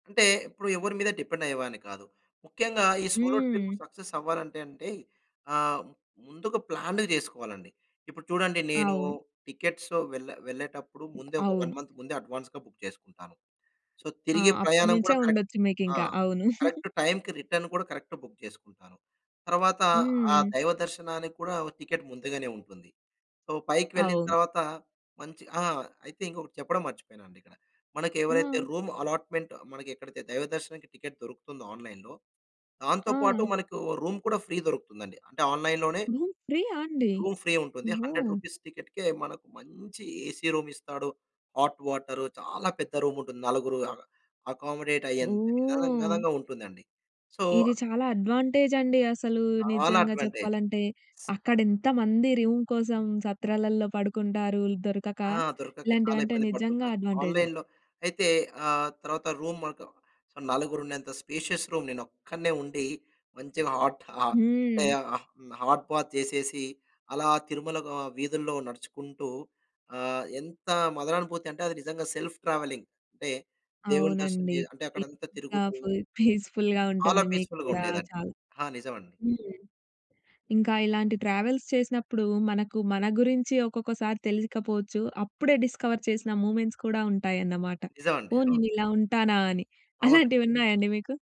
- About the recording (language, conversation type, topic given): Telugu, podcast, సోలో ప్రయాణం మీకు ఏ విధమైన స్వీయ అవగాహనను తీసుకొచ్చింది?
- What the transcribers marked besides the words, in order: in English: "డిపెండ్"; in English: "సోలో ట్రిప్ సక్సెస్"; in English: "ప్లాన్డ్‌గా"; in English: "టికెట్స్"; other noise; in English: "వన్ మంత్"; in English: "అడ్వాన్స్‌గా బుక్"; in English: "సో"; in English: "కరెక్ట్"; in English: "కరెక్ట్"; chuckle; in English: "రిటర్న్"; in English: "కరెక్ట్ బుక్"; in English: "టికెట్"; in English: "సో"; in English: "రూమ్ అలాట్మెంట్"; in English: "టికెట్"; in English: "ఆన్లైన్‌లో"; in English: "రూమ్"; in English: "ఫ్రీ"; in English: "ఆన్లైన్‌లోనే"; in English: "ఫ్రీ"; in English: "రూమ్ ఫ్రీ"; in English: "హండ్రెడ్ రూపీస్ టికెట్‌కి"; in English: "ఏసీ రూమ్"; in English: "హాట్ వాటర్"; in English: "రూమ్"; in English: "అ అకామోడేట్"; drawn out: "ఓహ్!"; in English: "సో"; in English: "అడ్వాంటేజ్"; in English: "అడ్వాంటేజ్"; in English: "రూమ్"; in English: "ఆన్లైన్‌లో"; in English: "రూమ్"; in English: "స్పేషియస్ రూమ్"; in English: "హాట్"; in English: "హాట్ బాత్"; in English: "సెల్ఫ్ ట్రావెలింగ్"; unintelligible speech; in English: "పీస్‌ఫుల్‌గా"; in English: "పీస్‌ఫుల్‌గా"; in English: "ట్రావెల్స్"; in English: "డిస్కవర్"; in English: "మూవ్మెంట్స్"